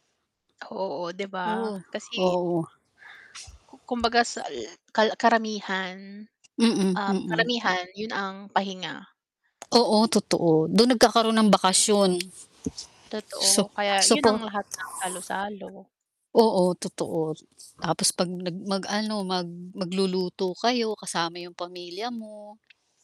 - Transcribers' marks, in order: static; distorted speech; tapping; other background noise
- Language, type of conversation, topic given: Filipino, unstructured, Paano mo ipinagdiriwang ang Pasko kasama ang pamilya mo?